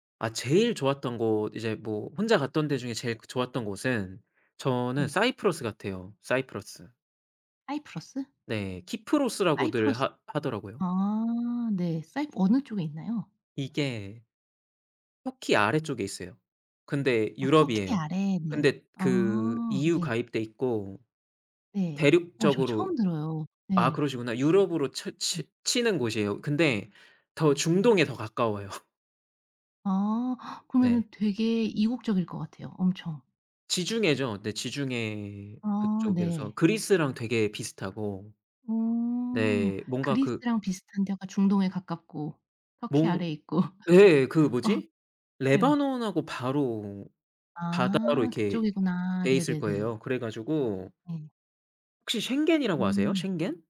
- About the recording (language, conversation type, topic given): Korean, podcast, 혼자 여행을 떠나 본 경험이 있으신가요?
- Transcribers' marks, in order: other background noise; laughing while speaking: "가까워요"; laughing while speaking: "있고. 어"